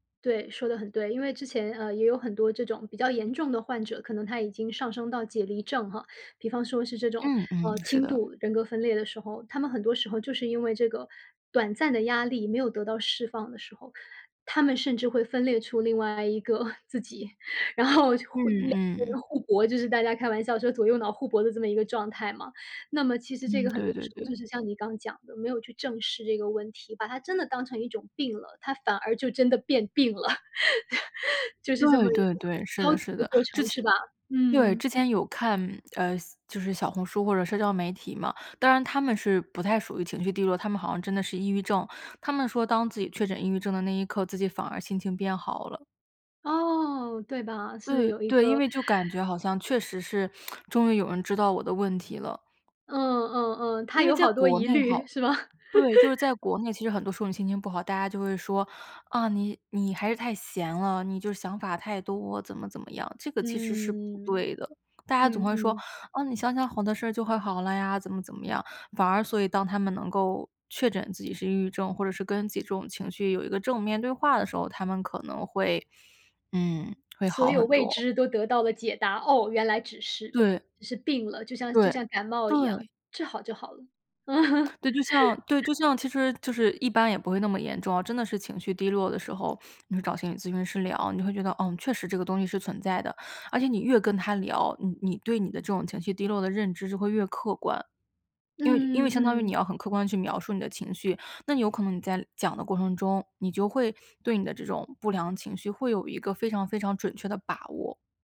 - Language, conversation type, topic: Chinese, podcast, 當情緒低落時你會做什麼？
- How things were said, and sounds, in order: chuckle; laughing while speaking: "然后"; laugh; laughing while speaking: "是吗？"; laugh; laugh